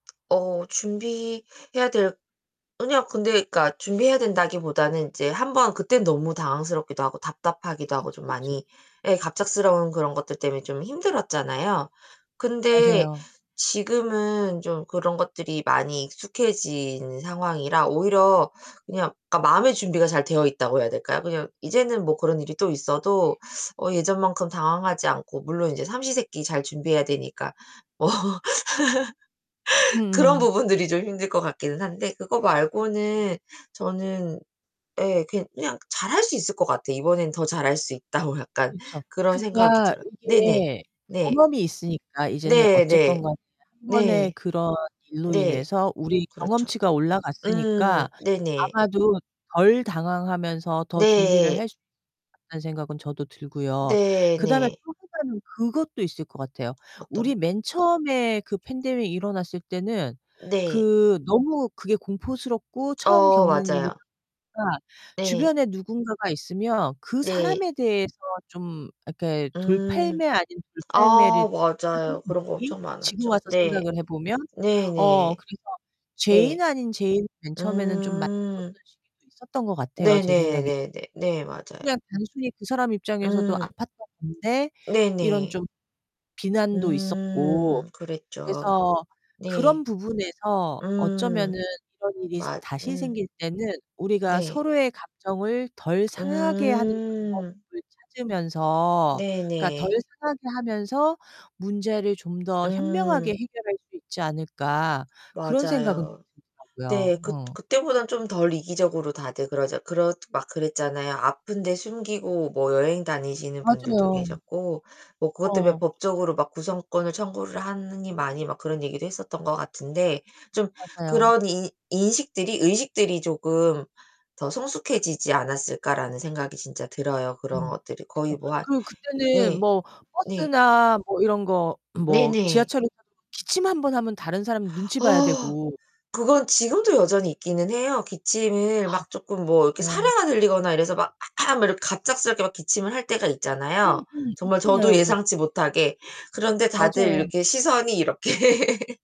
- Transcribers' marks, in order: other background noise; distorted speech; laughing while speaking: "어"; laugh; laughing while speaking: "있다고"; tapping; unintelligible speech; throat clearing; unintelligible speech; laughing while speaking: "이렇게"
- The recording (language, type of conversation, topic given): Korean, unstructured, 사회적 거리두기는 우리 삶에 어떤 영향을 주었을까요?